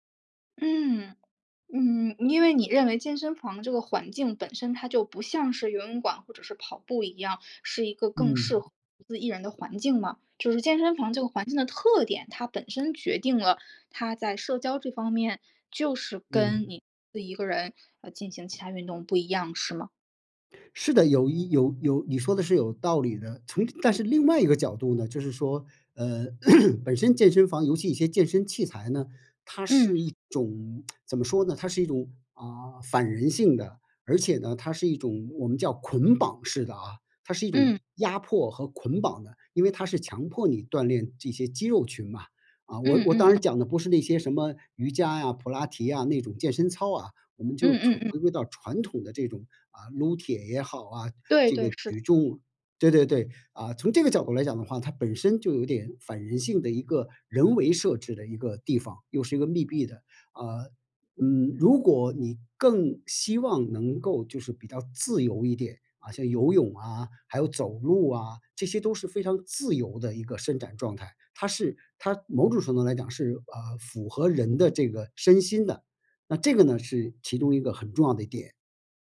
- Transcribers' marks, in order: other noise; other background noise; throat clearing; lip smack
- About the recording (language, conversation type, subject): Chinese, advice, 在健身房时我总会感到害羞或社交焦虑，该怎么办？